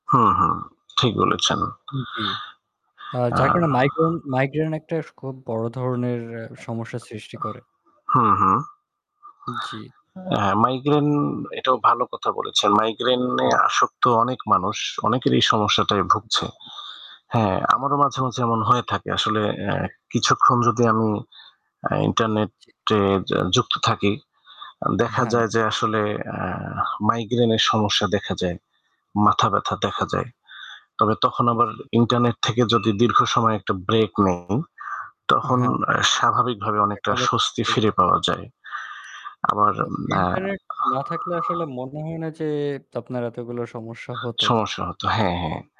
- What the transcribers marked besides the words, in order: other noise; static; distorted speech; unintelligible speech
- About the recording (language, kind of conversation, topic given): Bengali, unstructured, ইন্টারনেট ছাড়া জীবন কেমন হতে পারে?